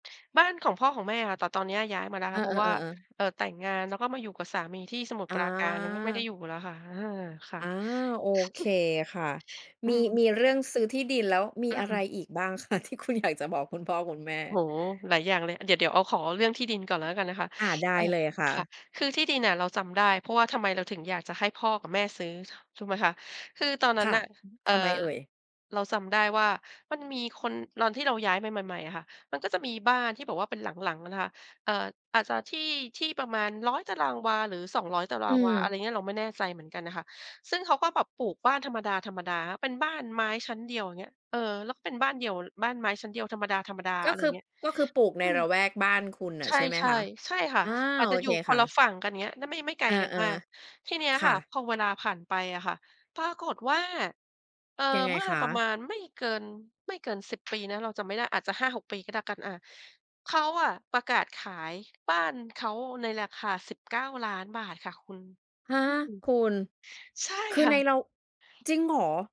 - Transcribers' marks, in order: tapping; laughing while speaking: "คะที่คุณ"; other background noise
- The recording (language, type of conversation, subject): Thai, podcast, ถ้ามีโอกาสย้อนกลับไปตอนเด็ก คุณอยากบอกอะไรกับพ่อแม่มากที่สุด?